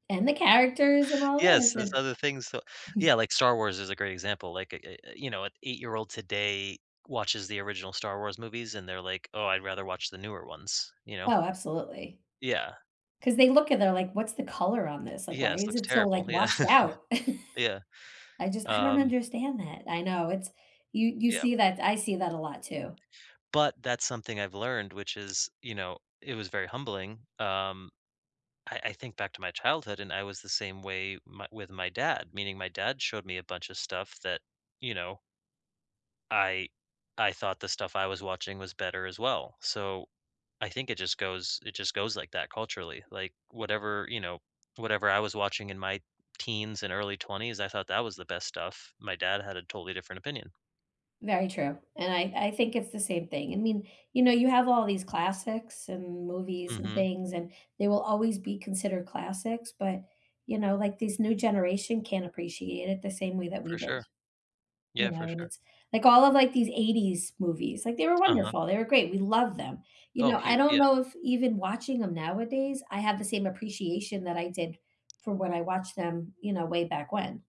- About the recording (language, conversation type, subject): English, unstructured, What is one thing you have learned that made you really happy?
- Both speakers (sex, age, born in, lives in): female, 50-54, United States, United States; male, 35-39, United States, United States
- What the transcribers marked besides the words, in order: chuckle; chuckle; tapping